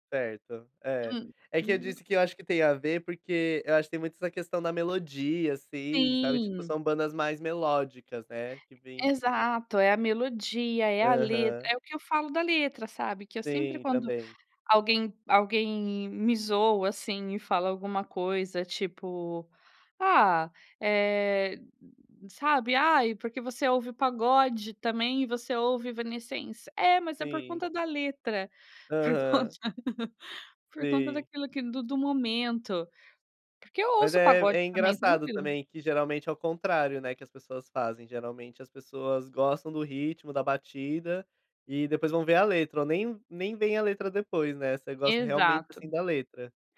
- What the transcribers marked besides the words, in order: other noise; laughing while speaking: "por conta"
- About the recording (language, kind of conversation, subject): Portuguese, podcast, Como a sua família influenciou seu gosto musical?